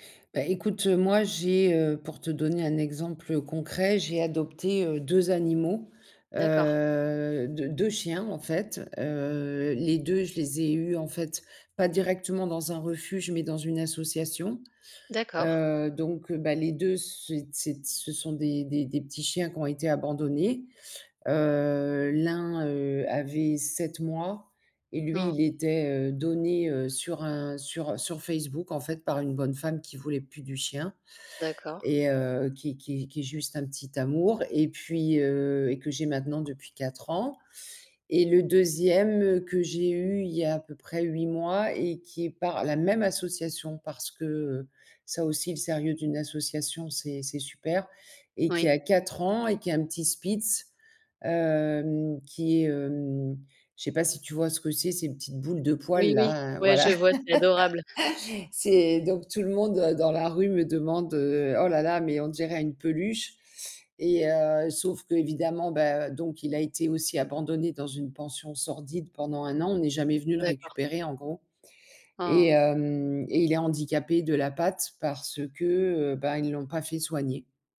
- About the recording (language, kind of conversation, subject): French, unstructured, Pourquoi est-il important d’adopter un animal dans un refuge ?
- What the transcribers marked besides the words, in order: stressed: "même"; chuckle